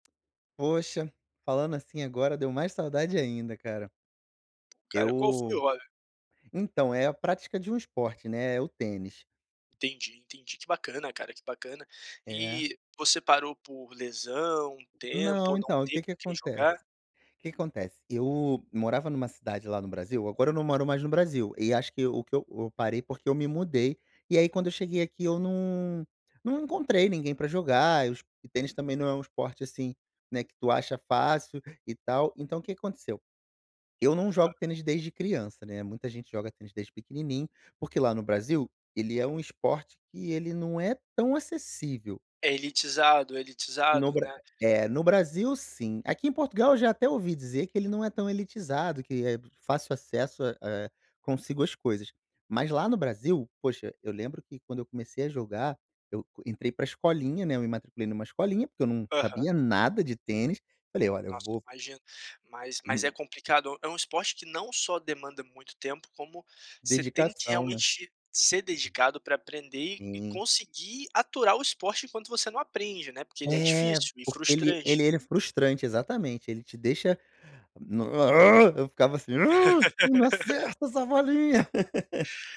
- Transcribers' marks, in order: other noise; throat clearing; laugh; laugh
- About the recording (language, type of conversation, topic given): Portuguese, podcast, Qual hobby você abandonou e de que ainda sente saudade?